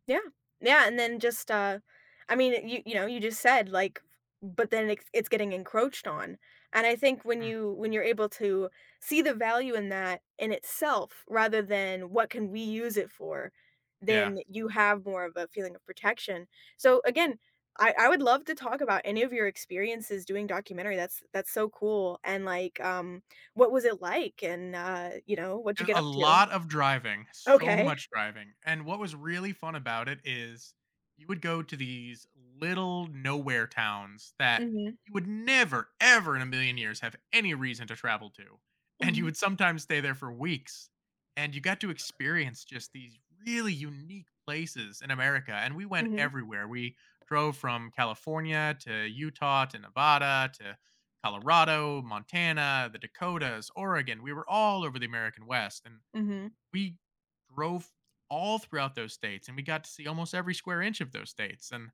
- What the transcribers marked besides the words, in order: laughing while speaking: "Ok"; stressed: "never, ever"; stressed: "any"; laughing while speaking: "And"; stressed: "really"; tapping
- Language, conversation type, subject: English, unstructured, How does spending time outdoors change your perspective or mood?